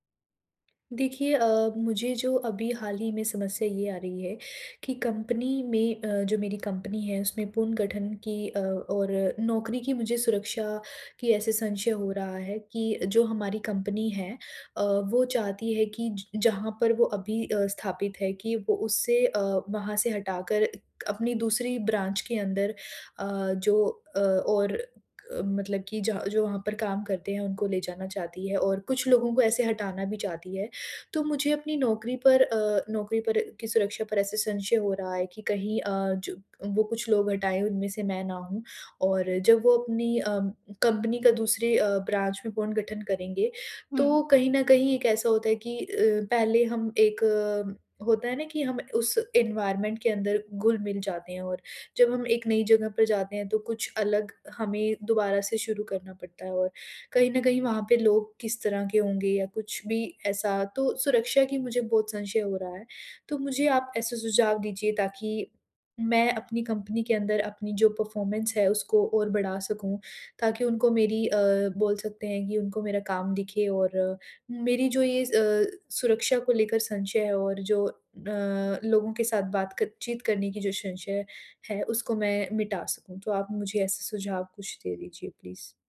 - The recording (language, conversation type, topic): Hindi, advice, कंपनी में पुनर्गठन के चलते क्या आपको अपनी नौकरी को लेकर अनिश्चितता महसूस हो रही है?
- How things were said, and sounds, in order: in English: "ब्रांच"; in English: "ब्रांच"; in English: "एनवायरनमेंट"; in English: "परफ़ॉर्मेंस"; in English: "प्लीज़"